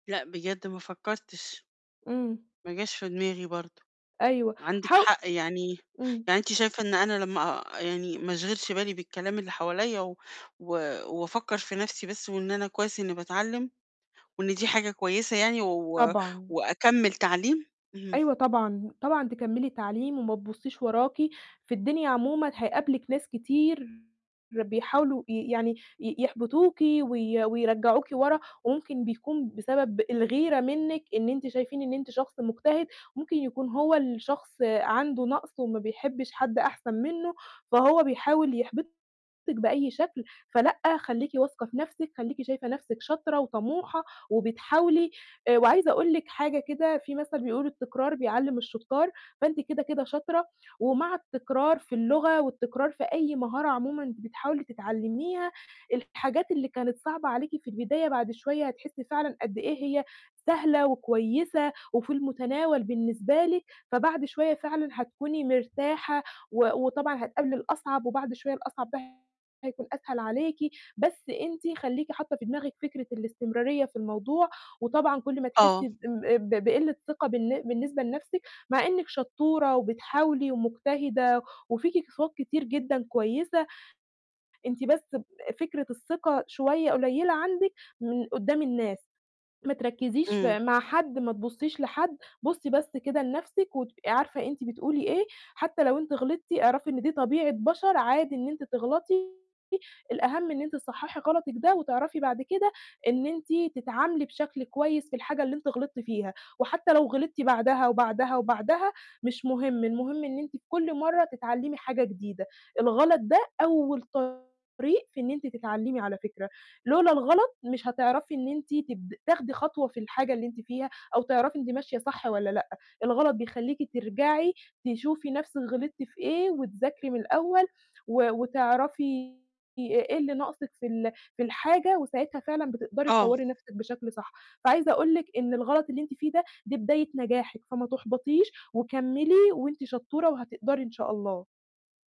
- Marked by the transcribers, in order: distorted speech
- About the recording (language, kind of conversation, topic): Arabic, advice, إزاي أتعلم مهارة جديدة من غير ما أحس بإحباط؟